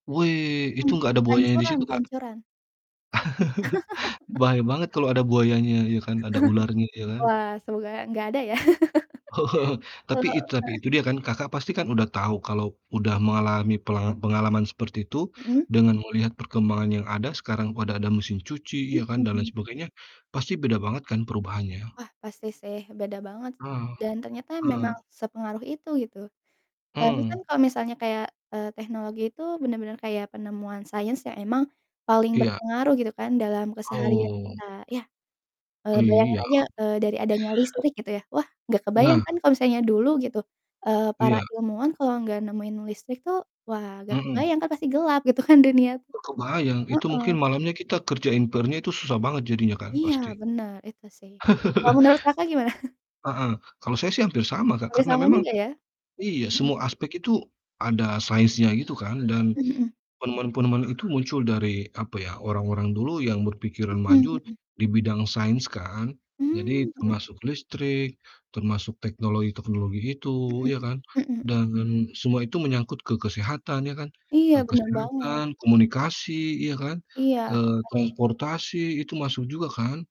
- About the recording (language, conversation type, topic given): Indonesian, unstructured, Bagaimana sains membantu kehidupan sehari-hari kita?
- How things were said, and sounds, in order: distorted speech; chuckle; laugh; chuckle; chuckle; laugh; other background noise; other noise; laughing while speaking: "gitu kan"; chuckle; mechanical hum